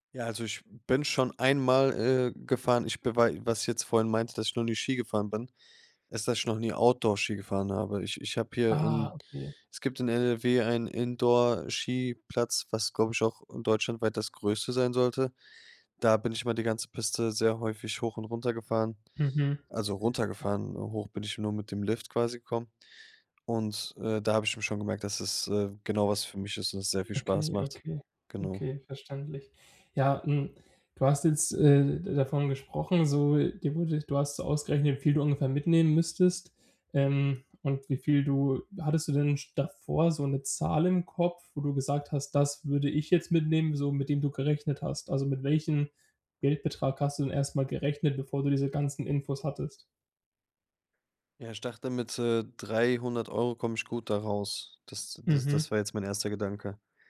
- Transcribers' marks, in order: unintelligible speech
- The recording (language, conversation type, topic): German, advice, Wie plane ich eine günstige Urlaubsreise, ohne mein Budget zu sprengen?
- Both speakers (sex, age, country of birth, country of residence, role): male, 20-24, Germany, Germany, advisor; male, 25-29, Germany, Germany, user